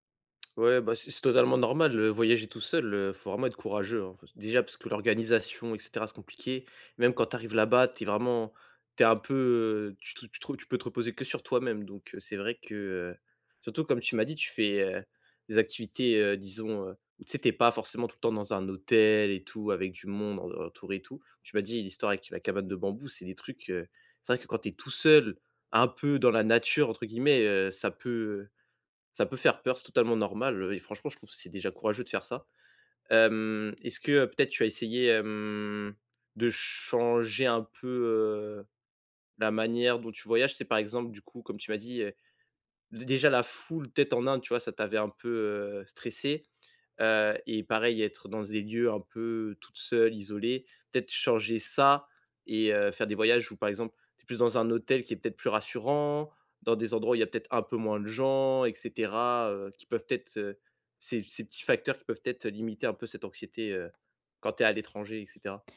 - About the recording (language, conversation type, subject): French, advice, Comment puis-je réduire mon anxiété liée aux voyages ?
- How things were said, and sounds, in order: stressed: "hôtel"; drawn out: "hem"; stressed: "foule"; "des" said as "zes"; stressed: "ça"; stressed: "rassurant"; stressed: "gens"; tapping